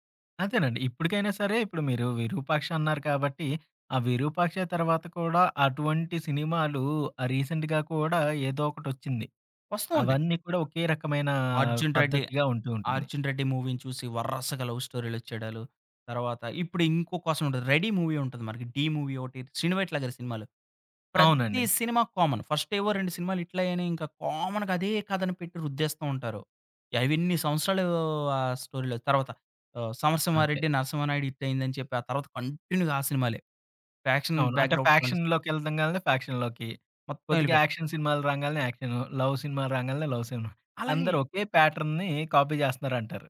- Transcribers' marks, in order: in English: "రీసెంట్‌గా"; tapping; in English: "మూవీని"; in English: "లవ్ స్టోరీలొచ్చేడాలు"; in English: "మూవీ"; in English: "మూవీ"; in English: "కామన్, ఫస్ట్"; in English: "కామన్‌గా"; in English: "స్టోరీలో"; in English: "కంటిన్యూగా"; in English: "ఫ్యాక్షన్ బ్యాక్‌డ్రాప్"; in English: "ఫ్యాక్షన్‌లోకి"; in English: "ఫ్యాక్షన్‌లో‌కి"; in English: "యాక్షన్"; in English: "లవ్"; in English: "లవ్"; in English: "ప్యాట్‌రన్ కాపీ"
- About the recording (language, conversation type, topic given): Telugu, podcast, సిరీస్‌లను వరుసగా ఎక్కువ ఎపిసోడ్‌లు చూడడం వల్ల కథనాలు ఎలా మారుతున్నాయని మీరు భావిస్తున్నారు?